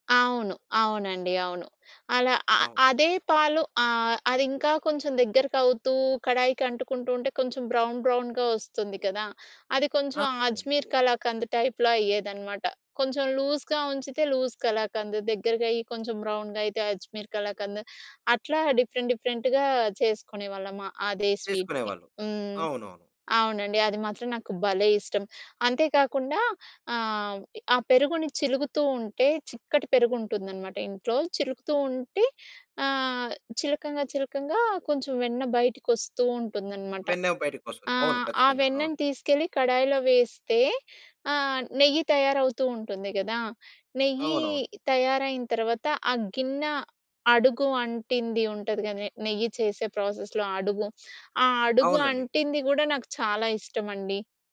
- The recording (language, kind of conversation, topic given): Telugu, podcast, చిన్నప్పుడు మీకు అత్యంత ఇష్టమైన వంటకం ఏది?
- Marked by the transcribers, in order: in English: "బ్రౌన్ బ్రౌన్‌గా"; in English: "టైప్‌లో"; in English: "లూస్‌గా"; in English: "లూస్"; in English: "డిఫరెంట్ డిఫరెంట్‌గా"; in English: "ప్రాసెస్‌లో"